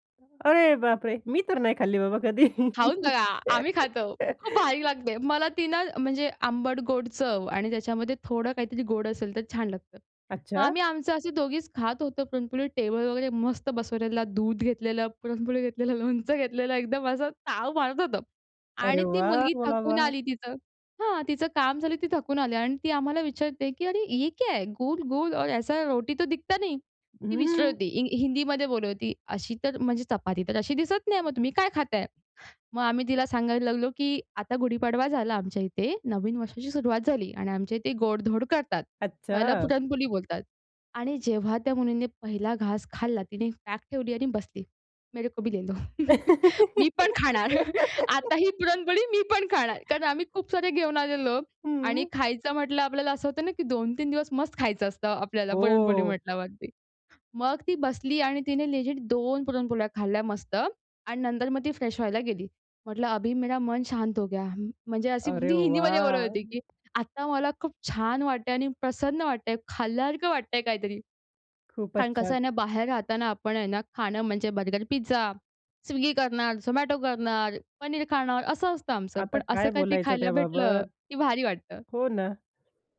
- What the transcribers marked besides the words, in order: surprised: "अरे बापरे!"; anticipating: "खाऊन बघा, आम्ही खातो. खूप भारीक लागते"; laugh; laughing while speaking: "दूध घेतलेलं, पुरणपोळी घेतलेलं, लोणचं घेतलेलं एकदम असं ताव मारत होतो"; joyful: "अरे वाह! वाह! वाह!"; in Hindi: "अरे ये क्या गुल, गुल और ऐसी रोटी तो दिखता नहीं!"; in Hindi: "मेरे को भी ले लो"; laugh; chuckle; anticipating: "मी पण खाणार. आता ही पुरणपोळी मी पण खाणार"; chuckle; laugh; in English: "लेजिट"; in Hindi: "अभी मेरा मन शांत हो गया"; drawn out: "वा!"; tapping; joyful: "आता मला खूप छान वाटतंय आणि प्रसन्न वाटतंय खाल्ल्यासारखं वाटतंय काहीतरी"
- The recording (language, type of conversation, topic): Marathi, podcast, भाषा, अन्न आणि संगीत यांनी तुमची ओळख कशी घडवली?